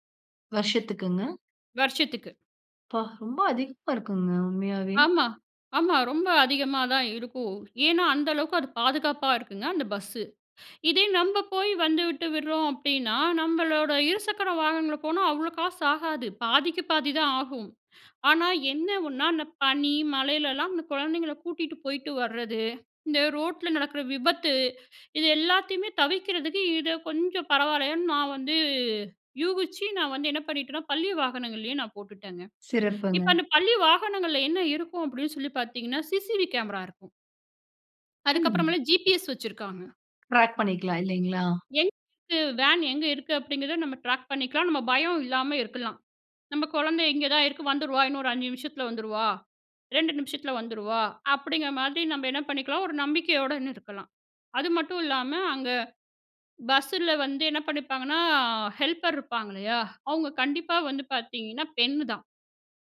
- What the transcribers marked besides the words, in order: surprised: "அப்பா! ரொம்ப அதிகமா இருக்குங்க. உண்மையாவே"; inhale; inhale; in English: "சி.சி.டி.வி.கேமரா"; in English: "ஜிபிஎஸ்"; in English: "ட்ராக்"; in English: "ட்ராக்"; trusting: "நம்ப குழந்தை இங்கே தான் இருக்கு … ரெண்டு நிமிஷத்துல வந்துருவா"; in English: "ஹெல்ப்பர்"
- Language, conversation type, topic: Tamil, podcast, குழந்தைகளை பள்ளிக்குச் செல்ல நீங்கள் எப்படி தயார் செய்கிறீர்கள்?